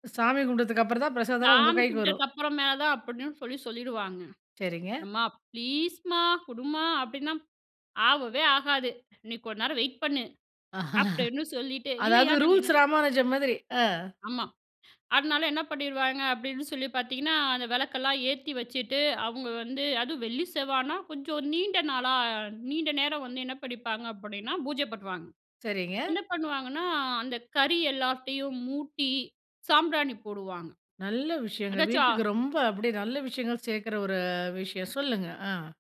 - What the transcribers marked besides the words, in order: other background noise; in English: "ப்ளீஸ்மா!"; chuckle; in English: "ரூல்ஸ்"; "பண்ணுவாங்க" said as "பட்வாங்க"; drawn out: "ஒரு"
- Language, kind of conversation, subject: Tamil, podcast, மாலை நேர சடங்குகள்